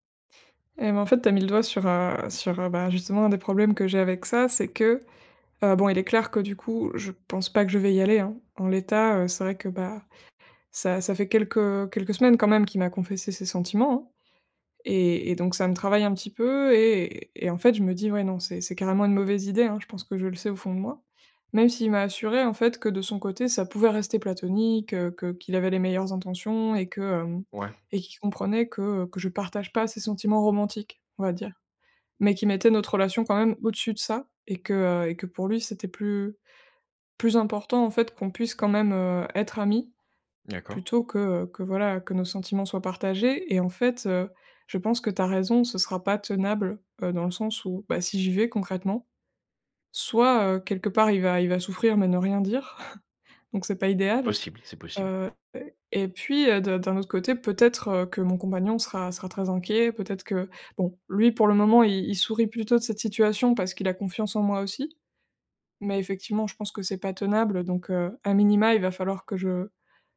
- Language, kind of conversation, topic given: French, advice, Comment gérer une amitié qui devient romantique pour l’une des deux personnes ?
- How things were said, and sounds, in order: tapping; other background noise; chuckle